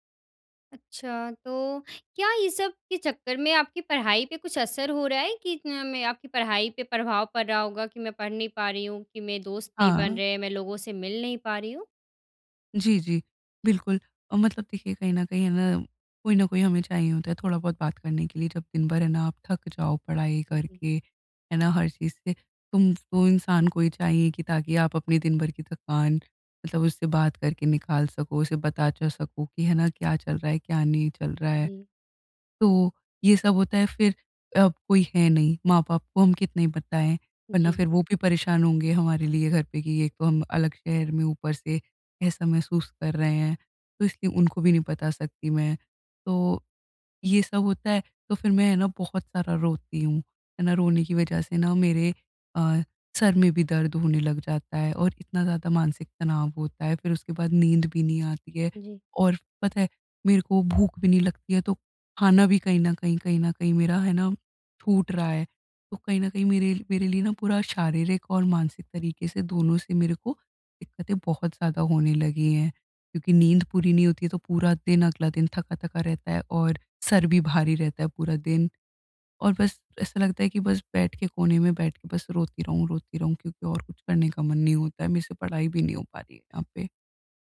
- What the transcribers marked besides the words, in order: none
- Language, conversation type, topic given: Hindi, advice, अजनबीपन से जुड़ाव की यात्रा